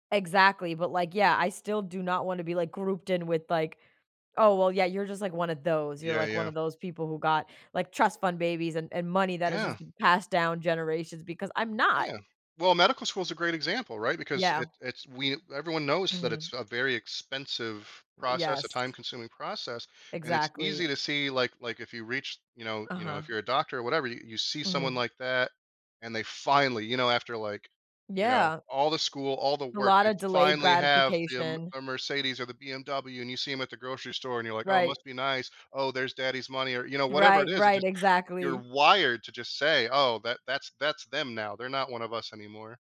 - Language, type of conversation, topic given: English, unstructured, What responsibilities come with choosing whom to advocate for in society?
- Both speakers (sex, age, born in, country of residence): female, 30-34, United States, United States; male, 40-44, United States, United States
- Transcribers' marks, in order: tapping; sigh